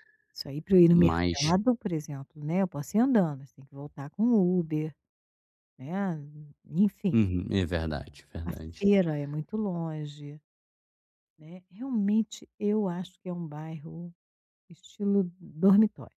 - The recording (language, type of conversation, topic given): Portuguese, advice, Como posso criar uma sensação de lar nesta nova cidade?
- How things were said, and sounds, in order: none